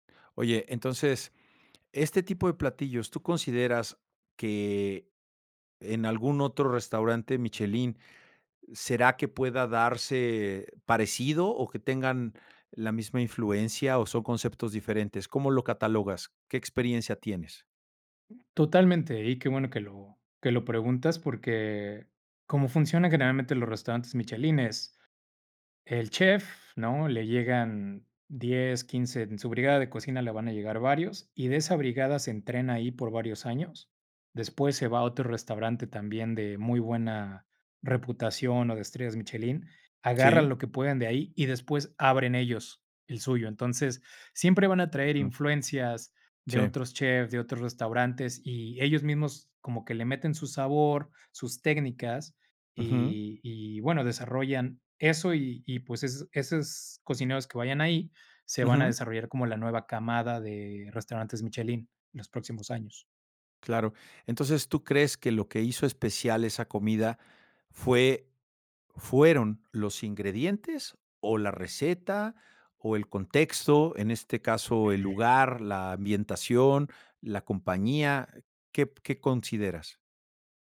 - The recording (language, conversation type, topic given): Spanish, podcast, ¿Cuál fue la mejor comida que recuerdas haber probado?
- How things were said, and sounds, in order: none